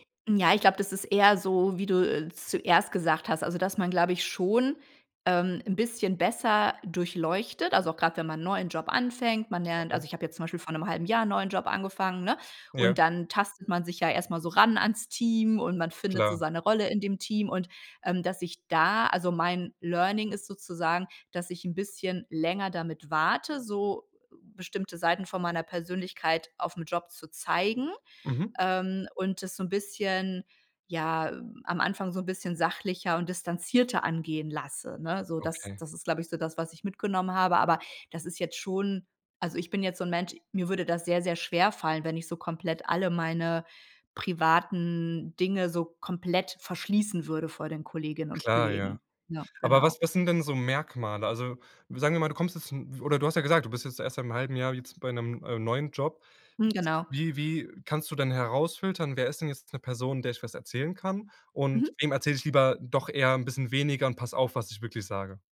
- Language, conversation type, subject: German, podcast, Wie schaffst du die Balance zwischen Arbeit und Privatleben?
- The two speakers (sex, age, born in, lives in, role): female, 45-49, Germany, Germany, guest; male, 20-24, Germany, Germany, host
- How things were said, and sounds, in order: none